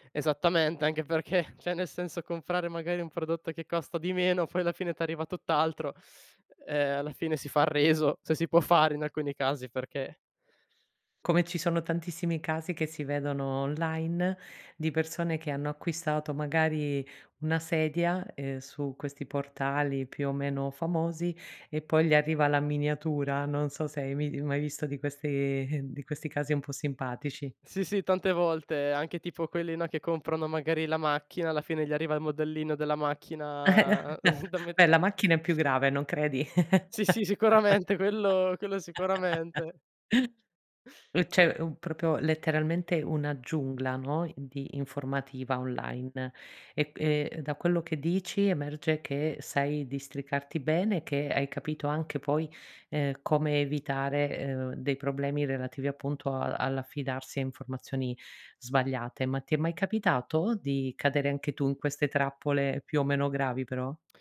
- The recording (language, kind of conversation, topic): Italian, podcast, Come affronti il sovraccarico di informazioni quando devi scegliere?
- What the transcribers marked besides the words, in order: laughing while speaking: "perché"; "cioè" said as "ceh"; other background noise; laughing while speaking: "questi"; chuckle; laughing while speaking: "da"; laugh; laughing while speaking: "Sì"; chuckle